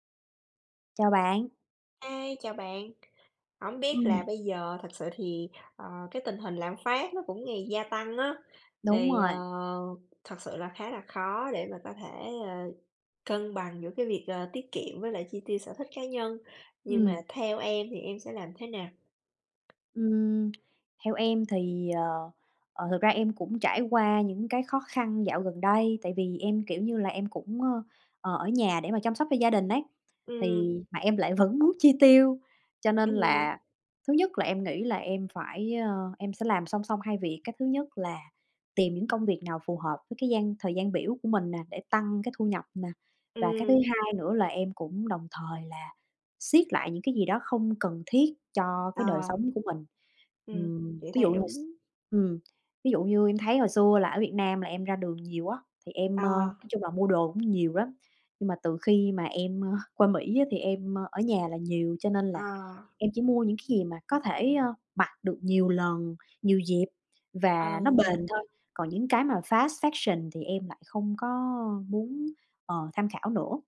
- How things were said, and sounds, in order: tapping; in English: "fast fashion"
- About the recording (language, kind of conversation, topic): Vietnamese, unstructured, Bạn làm gì để cân bằng giữa tiết kiệm và chi tiêu cho sở thích cá nhân?